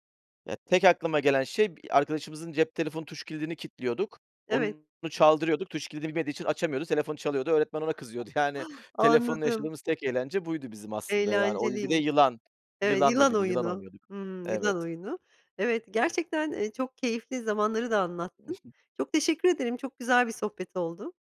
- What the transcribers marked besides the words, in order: other noise; gasp; snort
- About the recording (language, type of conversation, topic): Turkish, podcast, Yemek sırasında telefonu kapatmak sence ne kadar önemli?